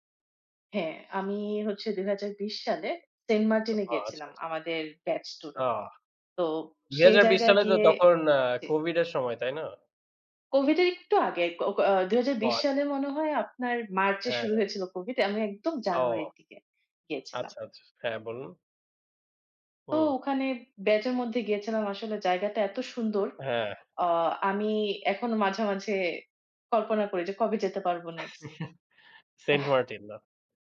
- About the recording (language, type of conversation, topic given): Bengali, unstructured, ভ্রমণে গিয়ে কখনো কি কোনো জায়গার প্রতি আপনার ভালোবাসা জন্মেছে?
- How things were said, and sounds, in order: other background noise; chuckle